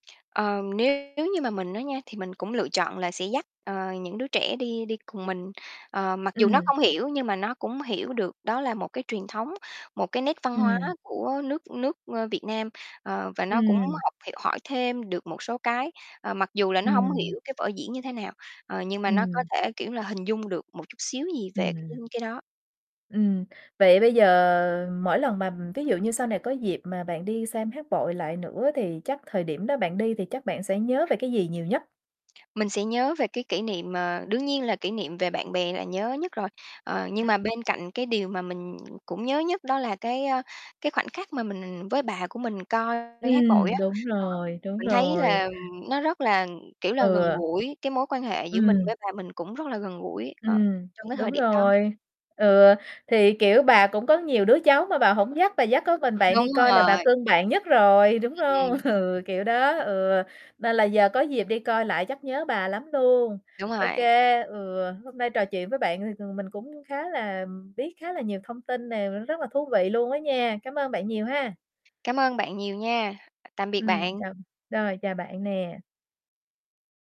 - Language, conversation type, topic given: Vietnamese, podcast, Bạn có thể kể về một kỷ niệm tuổi thơ khiến bạn nhớ mãi không?
- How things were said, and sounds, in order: distorted speech; tapping; other noise; other background noise; laughing while speaking: "Ừ"